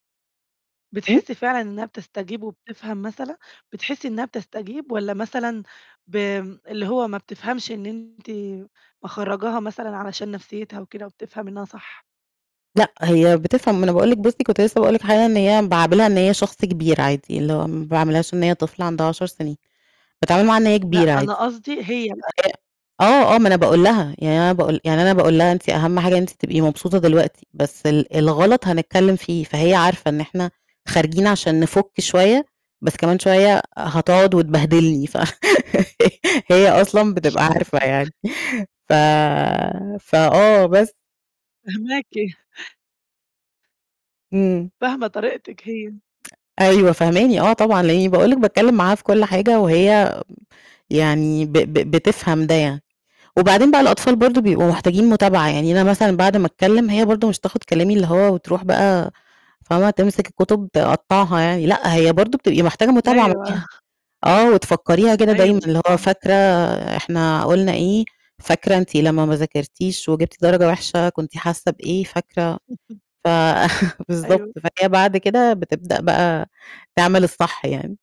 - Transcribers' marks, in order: distorted speech; "باعاملها" said as "باعابلها"; unintelligible speech; chuckle; laugh; tapping; chuckle; chuckle
- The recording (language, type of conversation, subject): Arabic, podcast, إزاي بتتعامل مع الفشل؟